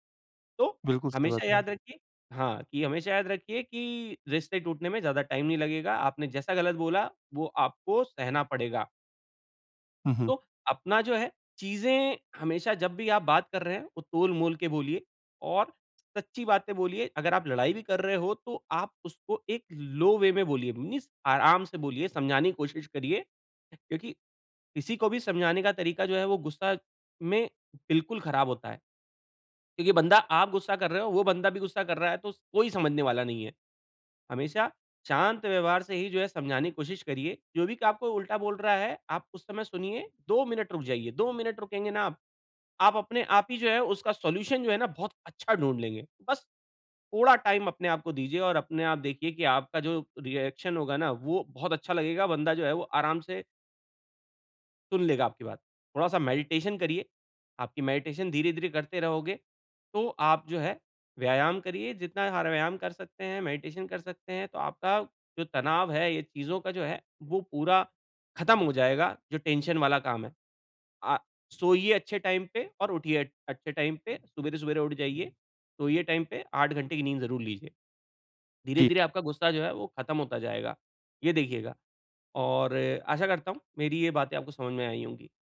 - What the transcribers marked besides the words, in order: in English: "टाइम"; in English: "लो वे"; in English: "मीन्स"; in English: "सॉल्यूशन"; in English: "टाइम"; in English: "रिएक्शन"; in English: "मेडिटेशन"; in English: "मेडिटेशन"; in English: "मेडिटेशन"; in English: "टेंशन"; in English: "टाइम"; in English: "टाइम"; "सवेरे-सवेरे" said as "सुवेरे-सुवेरे"; in English: "टाइम"
- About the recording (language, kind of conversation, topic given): Hindi, advice, मैं गुस्से में बार-बार कठोर शब्द क्यों बोल देता/देती हूँ?